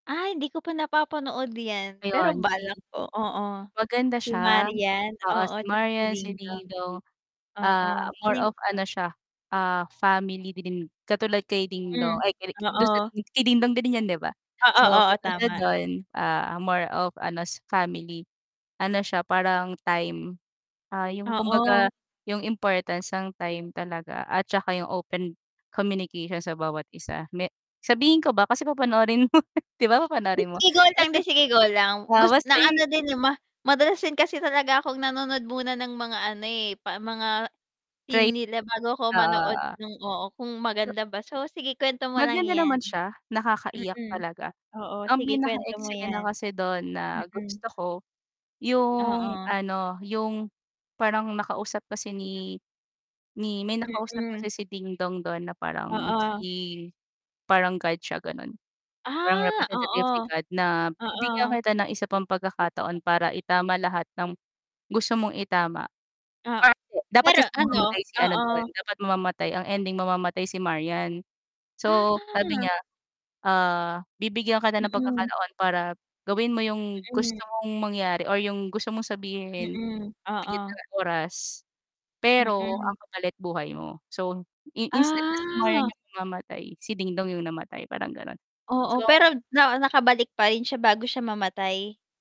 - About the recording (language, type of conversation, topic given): Filipino, unstructured, Ano ang pinakanakakaantig na eksenang napanood mo?
- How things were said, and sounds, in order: static; distorted speech; other background noise; laugh; background speech